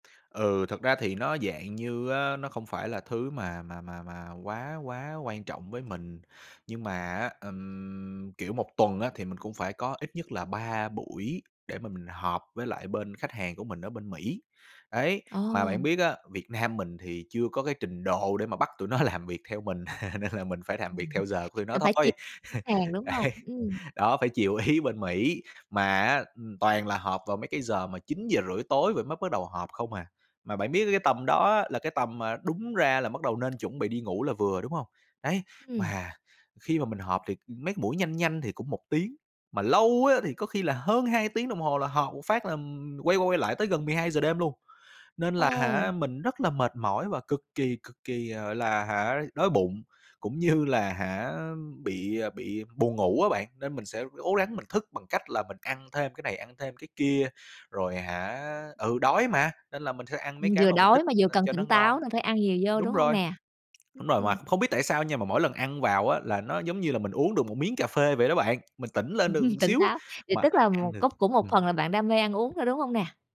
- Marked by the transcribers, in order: tapping; laughing while speaking: "tụi nó"; chuckle; other background noise; laughing while speaking: "nên là mình"; chuckle; laughing while speaking: "Đấy"; laughing while speaking: "ý"; laughing while speaking: "như"; laughing while speaking: "Ừm"
- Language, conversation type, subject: Vietnamese, advice, Vì sao bạn chưa thể thay thói quen xấu bằng thói quen tốt, và bạn có thể bắt đầu thay đổi từ đâu?